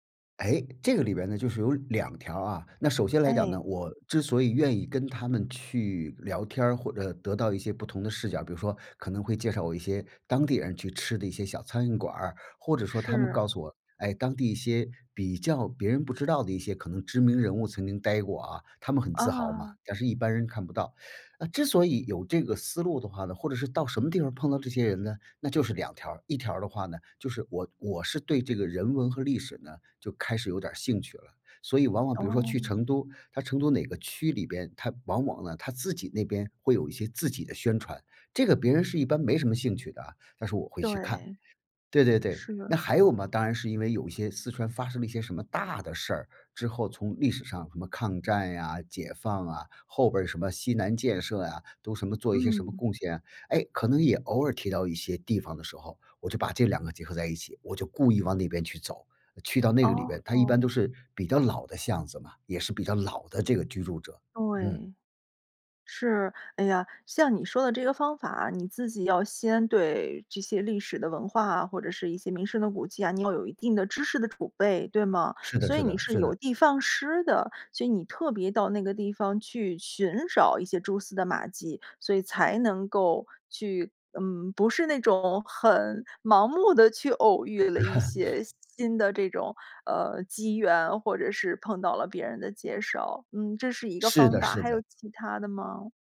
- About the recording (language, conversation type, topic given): Chinese, podcast, 你如何在旅行中发现新的视角？
- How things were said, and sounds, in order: laugh